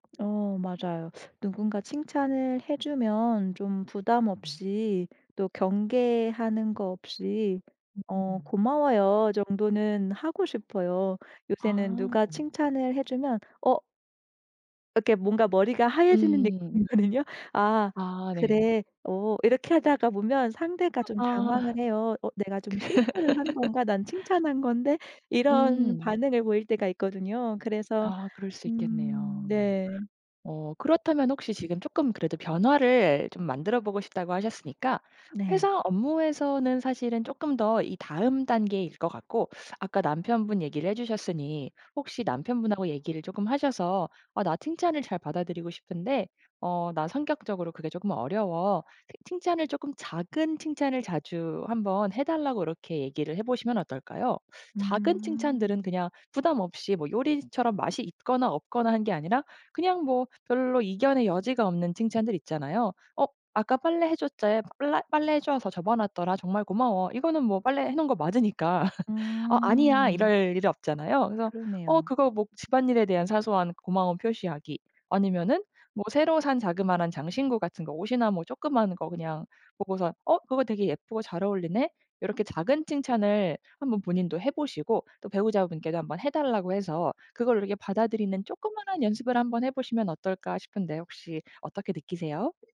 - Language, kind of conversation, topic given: Korean, advice, 칭찬을 받으면 왜 믿기 어렵고 불편하게 느껴지나요?
- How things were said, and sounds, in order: tapping; other background noise; laugh; "줬잖아" said as "줬자야"; "빨래" said as "쁠라"; laughing while speaking: "맞으니까"